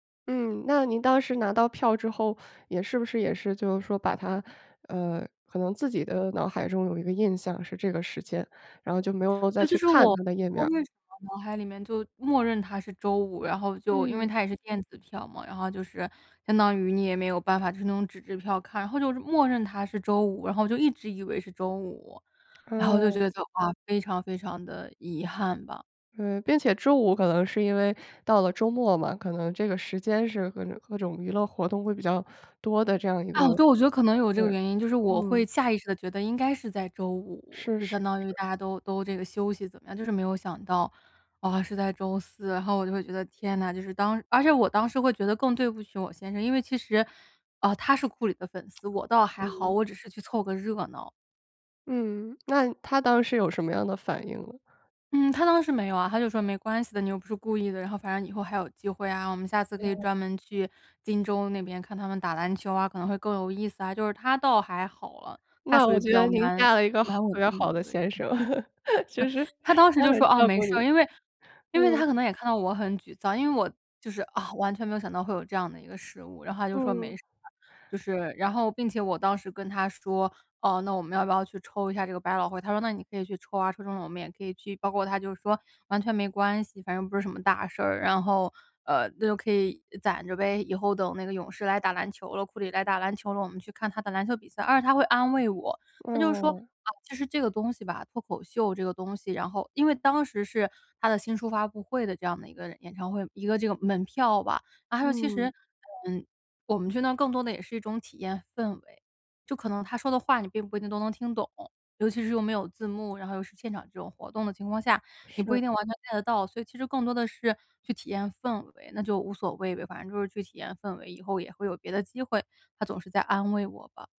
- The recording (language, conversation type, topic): Chinese, podcast, 有没有过一次错过反而带来好运的经历？
- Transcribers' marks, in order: teeth sucking; laugh; laughing while speaking: "就是他很照顾你"